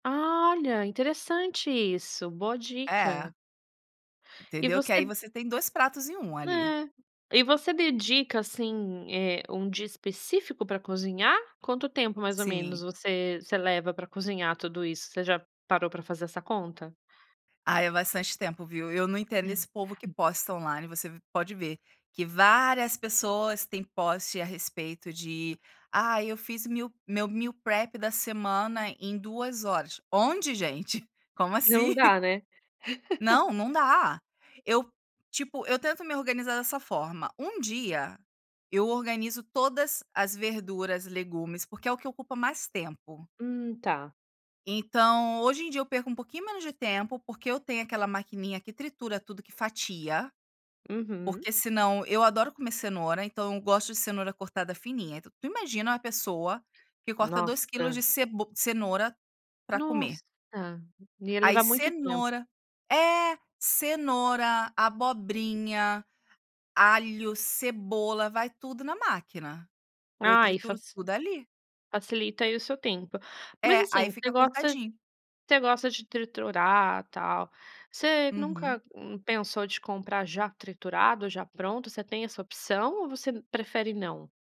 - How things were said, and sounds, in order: chuckle; in English: "meal"; in English: "meal prep"; chuckle; giggle; other background noise; tapping
- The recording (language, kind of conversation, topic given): Portuguese, podcast, Como costuma montar suas refeições durante a semana?